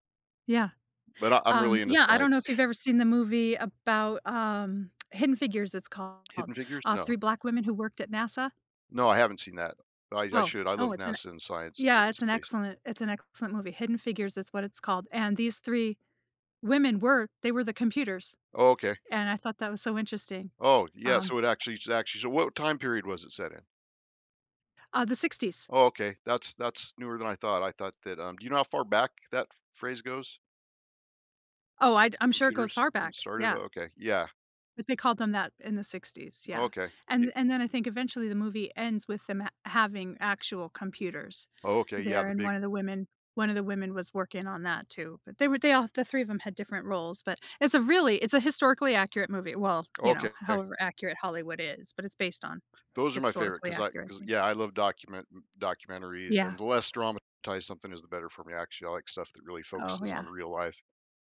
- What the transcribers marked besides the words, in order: lip smack
- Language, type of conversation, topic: English, unstructured, How has history shown unfair treatment's impact on groups?